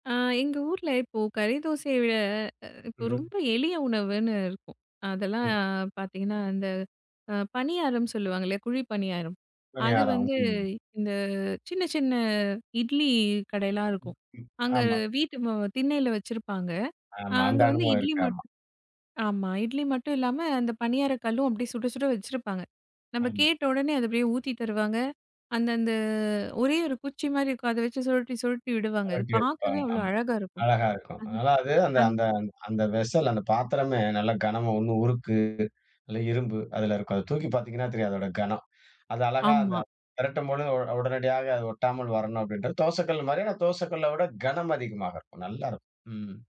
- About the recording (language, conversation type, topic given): Tamil, podcast, ஒரு பாரம்பரிய உணவு எப்படி உருவானது என்பதற்கான கதையைச் சொல்ல முடியுமா?
- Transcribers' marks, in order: unintelligible speech; drawn out: "அந்த"; in English: "வெஸல்"